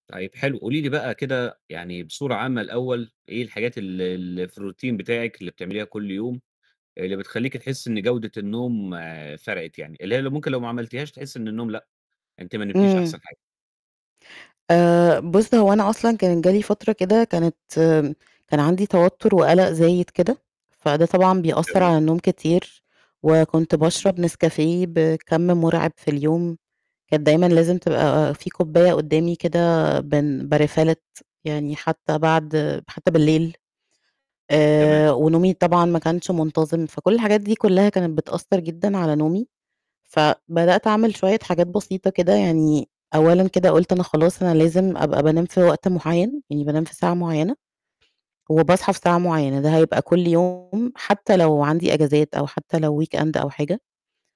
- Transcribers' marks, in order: in English: "الRoutine"; in English: "باRefill it"; distorted speech; in English: "weekend"
- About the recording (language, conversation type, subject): Arabic, podcast, إزاي بتقدر تحافظ على نوم كويس بشكل منتظم؟